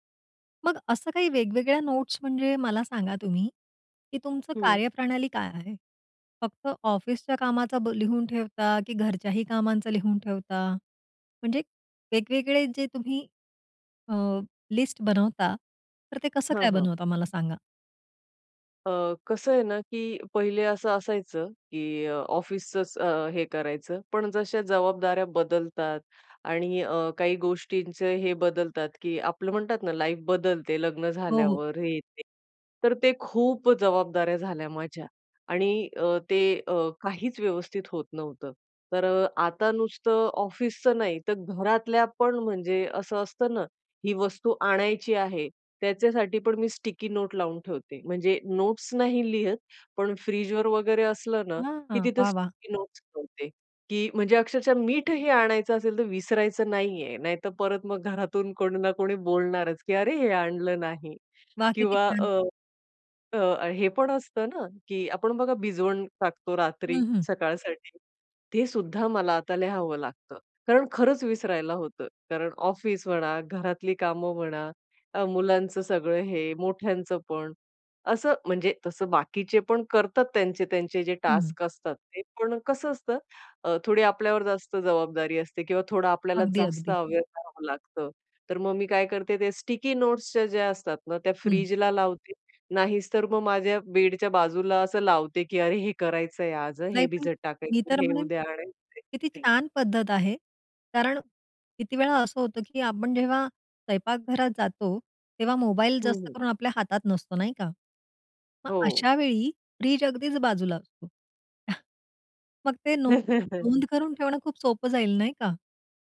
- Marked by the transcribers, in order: in English: "नोट्स"; in English: "लिस्ट"; in English: "लाइफ"; in English: "स्टिकी नोट"; in English: "नोट्स"; in English: "स्टिकी नोट्स"; in English: "टास्क"; in English: "अवेअर"; in English: "स्टिकी नोट्सच्या"; in English: "बेडच्या"; chuckle
- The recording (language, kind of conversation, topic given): Marathi, podcast, नोट्स ठेवण्याची तुमची सोपी पद्धत काय?